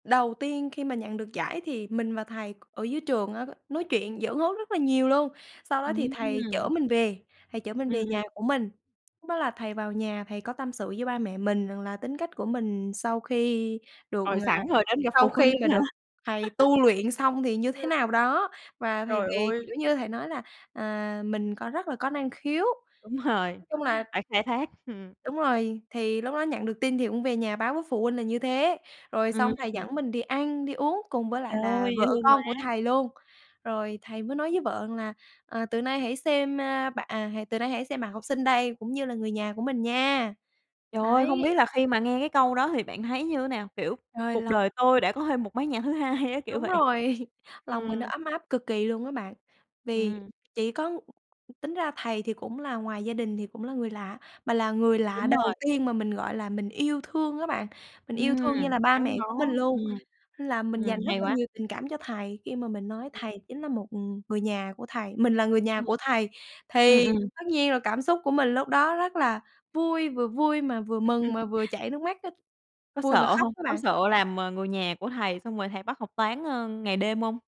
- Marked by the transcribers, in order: other background noise; tapping; background speech; laugh; laughing while speaking: "rồi"; chuckle; laughing while speaking: "hai"; laugh
- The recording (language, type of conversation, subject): Vietnamese, podcast, Bạn có thể kể về một người đã thay đổi cuộc đời bạn không?